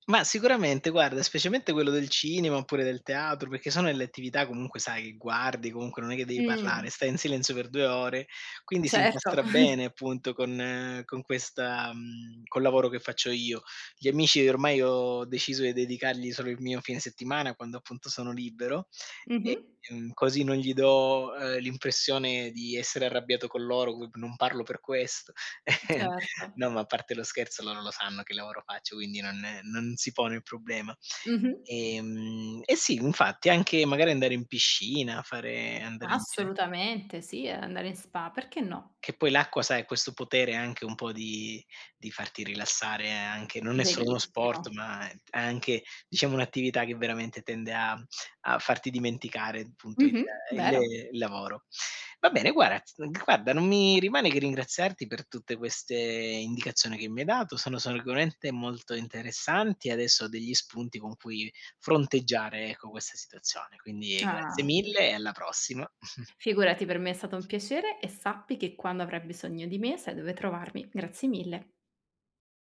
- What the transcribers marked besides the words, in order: "delle" said as "elle"; chuckle; other background noise; chuckle; other street noise; "sicuramente" said as "sologurente"; tongue click; unintelligible speech; chuckle; tapping
- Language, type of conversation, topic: Italian, advice, Come posso riuscire a staccare e rilassarmi quando sono a casa?